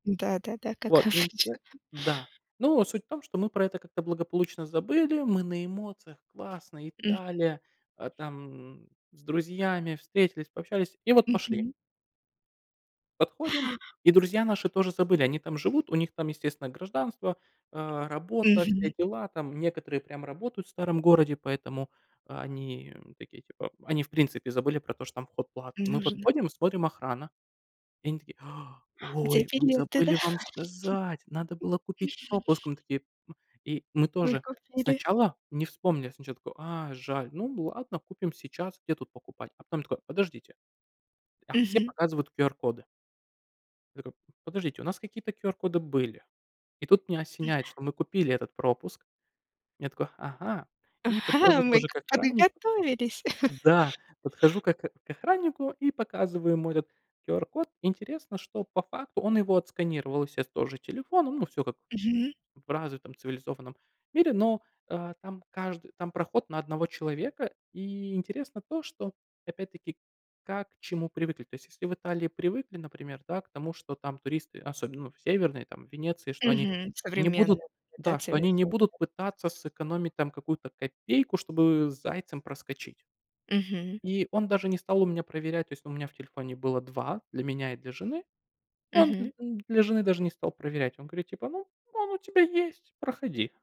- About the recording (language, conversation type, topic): Russian, unstructured, Какие советы вы бы дали новичку в путешествиях?
- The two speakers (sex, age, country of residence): female, 40-44, United States; male, 30-34, Romania
- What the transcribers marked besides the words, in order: laughing while speaking: "как обычно"; tapping; inhale; other background noise; inhale; other noise; laughing while speaking: "Ага"; chuckle; "естественно" said as "есес"